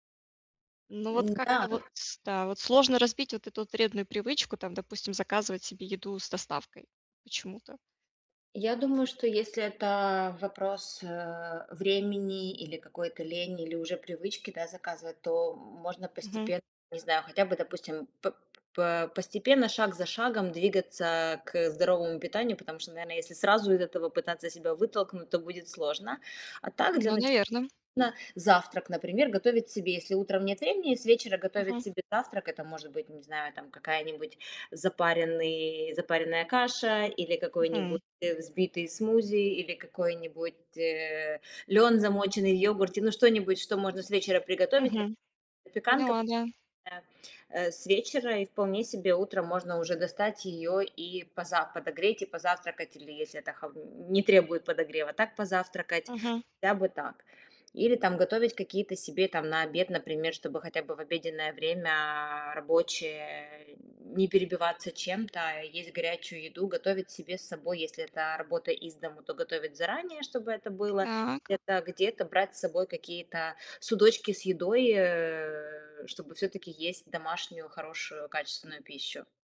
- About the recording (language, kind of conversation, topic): Russian, advice, Как сформировать устойчивые пищевые привычки и сократить потребление обработанных продуктов?
- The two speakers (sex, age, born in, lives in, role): female, 30-34, Ukraine, United States, user; female, 40-44, Ukraine, Poland, advisor
- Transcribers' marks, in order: tapping